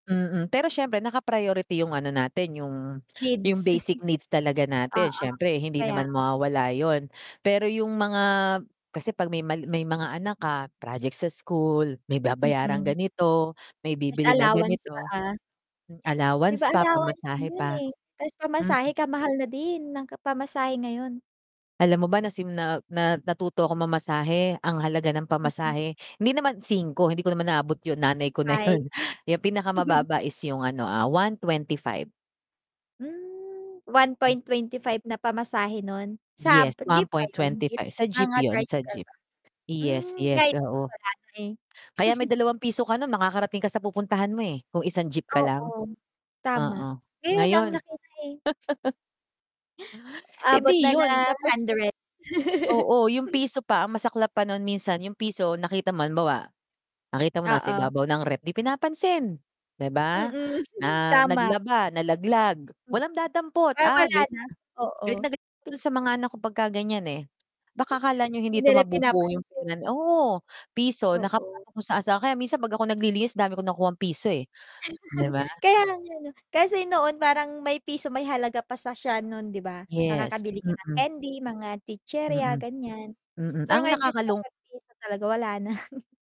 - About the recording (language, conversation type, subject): Filipino, unstructured, Ano ang masasabi mo tungkol sa patuloy na pagtaas ng presyo ng mga bilihin?
- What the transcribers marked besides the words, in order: static; chuckle; mechanical hum; tapping; other background noise; chuckle; distorted speech; chuckle; chuckle; chuckle; chuckle; chuckle; chuckle